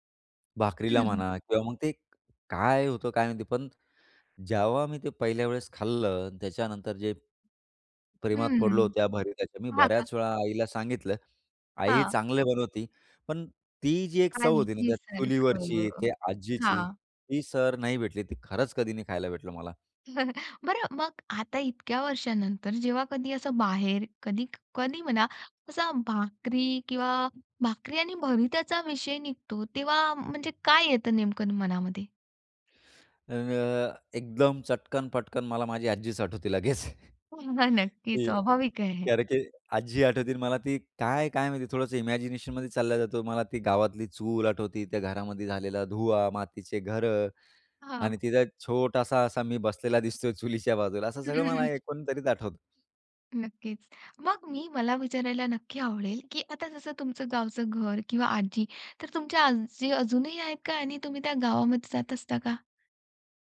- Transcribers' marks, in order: tapping; other noise; chuckle; laughing while speaking: "लगेच"; in English: "इमॅजिनेशनमध्ये"; chuckle; other background noise
- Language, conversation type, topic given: Marathi, podcast, तुझ्या आजी-आजोबांच्या स्वयंपाकातली सर्वात स्मरणीय गोष्ट कोणती?